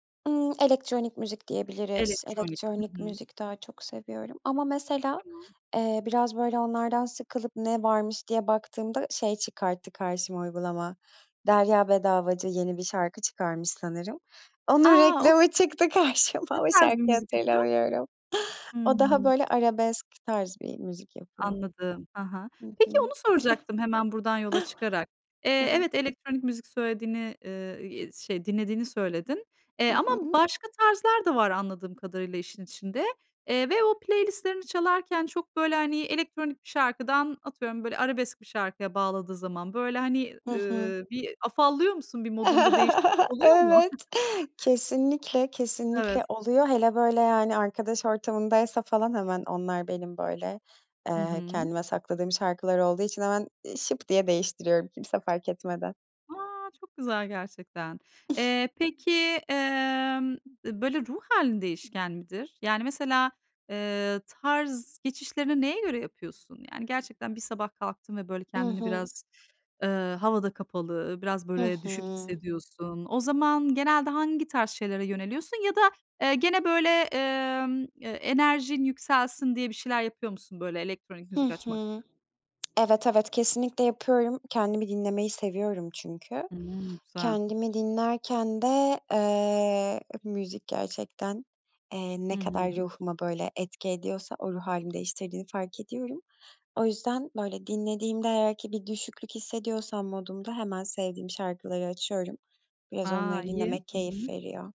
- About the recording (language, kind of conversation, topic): Turkish, podcast, Yeni müzik keşfederken genelde nerelere bakarsın?
- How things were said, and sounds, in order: laughing while speaking: "Onun reklamı çıktı karşıma, o şarkıyı hatırlamıyorum"; in English: "okay"; other background noise; giggle; tapping; in English: "playlist'lerini"; laugh; chuckle; giggle